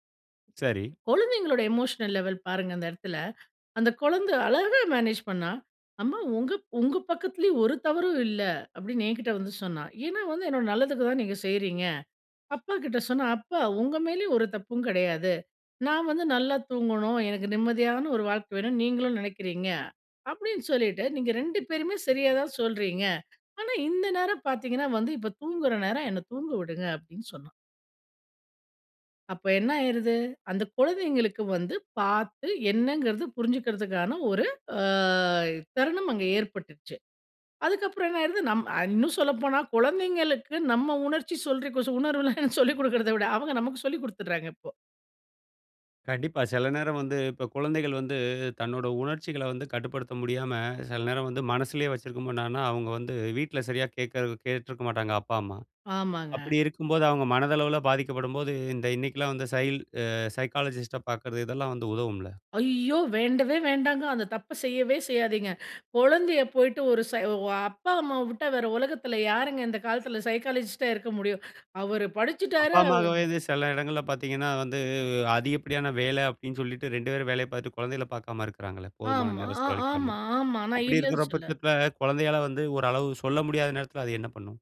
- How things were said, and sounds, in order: in English: "எமோஷனல் லெவல்"; in English: "மேனேஜ்"; drawn out: "அ"; laughing while speaking: "சொல்றி கு உணர்வுளா சொல்லி கொடுக்கறத விட, அவங்க நமக்கு சொல்லிக் கொடுத்துடுறாங்க இப்போ!"; in English: "சைக்காலஜிஸ்ட்ட"; surprised: "ஐயோ! வேண்டவே வேண்டாங்க!"; in English: "சைக்காலஜிஸ்ட்டா"; other background noise
- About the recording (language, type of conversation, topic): Tamil, podcast, குழந்தைகளுக்கு உணர்ச்சிகளைப் பற்றி எப்படி விளக்குவீர்கள்?